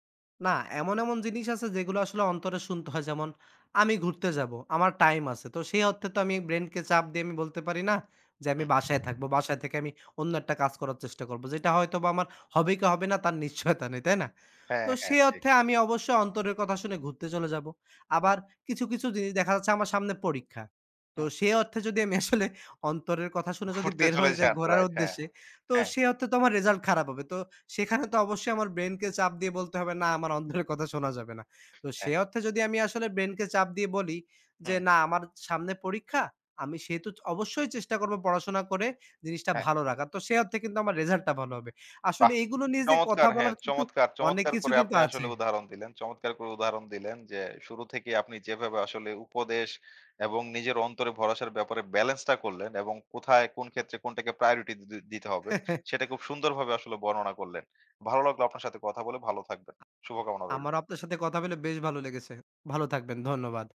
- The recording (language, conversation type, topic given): Bengali, podcast, বড় সিদ্ধান্ত নেওয়ার সময় আপনি সাধারণত পরামর্শ নেন, নাকি নিজের অন্তরের কথা শোনেন?
- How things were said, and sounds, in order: scoff; laughing while speaking: "ঘুরতে চলে যান। রাইট"; "অন্তরের" said as "অন্দরের"; scoff; chuckle